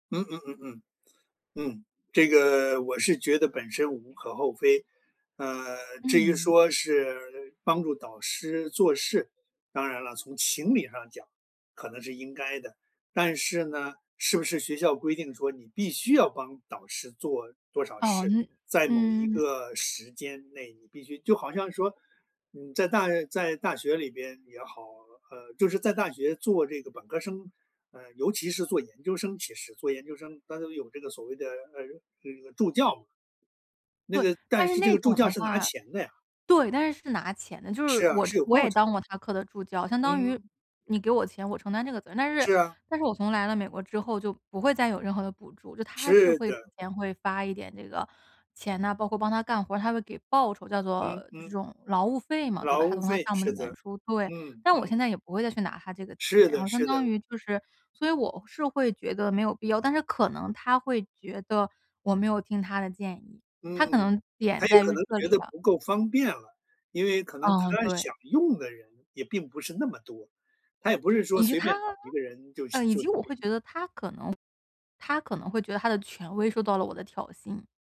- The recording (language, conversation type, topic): Chinese, podcast, 当导师和你意见不合时，你会如何处理？
- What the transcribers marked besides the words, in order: none